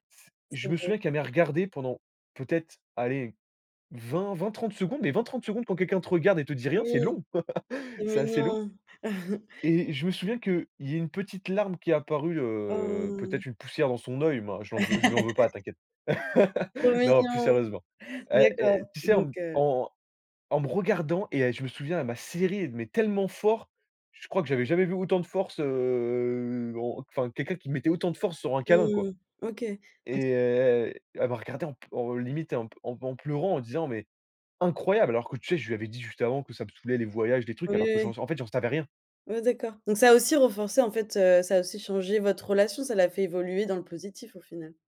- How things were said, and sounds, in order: chuckle; laugh; tapping; laugh; drawn out: "heu"; unintelligible speech
- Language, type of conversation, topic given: French, podcast, Quelle expérience de voyage t’a le plus changé ?